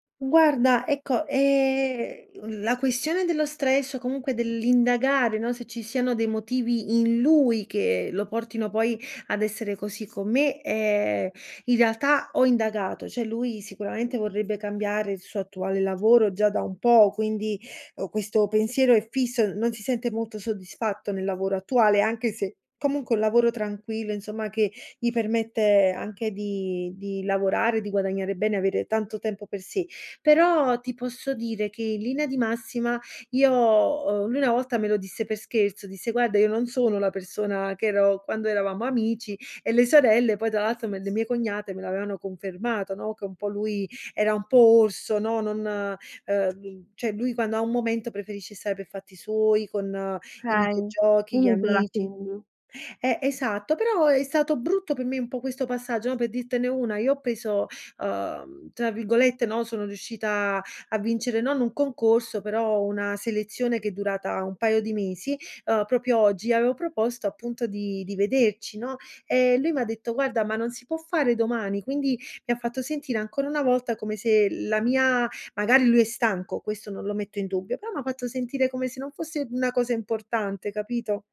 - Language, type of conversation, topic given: Italian, advice, Come posso spiegare i miei bisogni emotivi al mio partner?
- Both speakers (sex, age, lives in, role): female, 20-24, Italy, advisor; female, 30-34, Italy, user
- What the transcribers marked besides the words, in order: stressed: "lui"; other background noise; tapping; "cioè" said as "ceh"; "Okay" said as "kay"; "Per" said as "pe"; "dirtene" said as "dittene"; "proprio" said as "propio"; "avevo" said as "aveo"